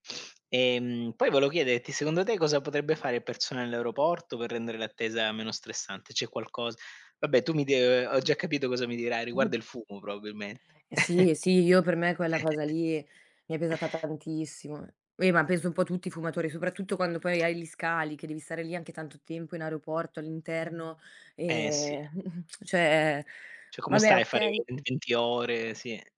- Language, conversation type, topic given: Italian, unstructured, Che cosa ti fa arrabbiare negli aeroporti affollati?
- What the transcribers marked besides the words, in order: sniff; other noise; chuckle; inhale; other background noise